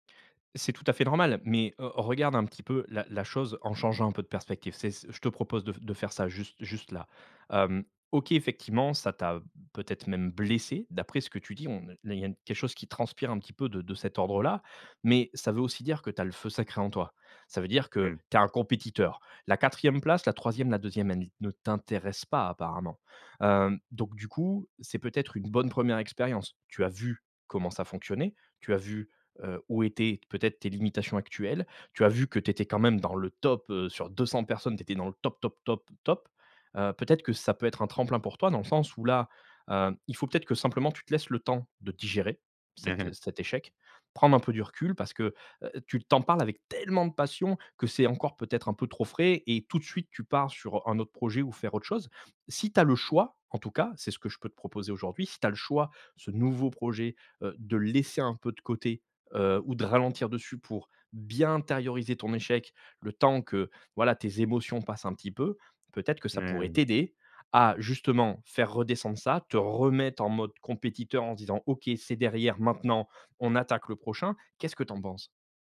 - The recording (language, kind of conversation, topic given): French, advice, Comment retrouver la motivation après un échec ou un revers ?
- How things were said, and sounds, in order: stressed: "blessé"; stressed: "tellement"; stressed: "bien"; stressed: "t’aider"